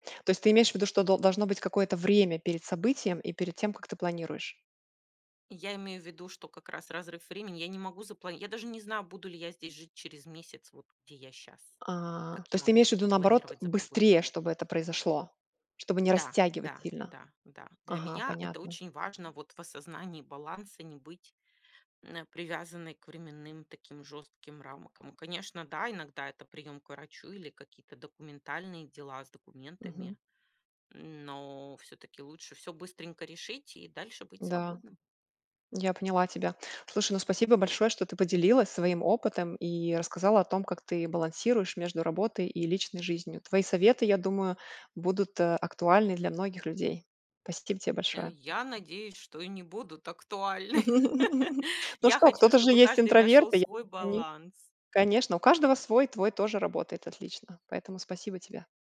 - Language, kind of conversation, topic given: Russian, podcast, Как ты находишь баланс между работой и личной жизнью?
- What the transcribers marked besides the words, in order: laugh; unintelligible speech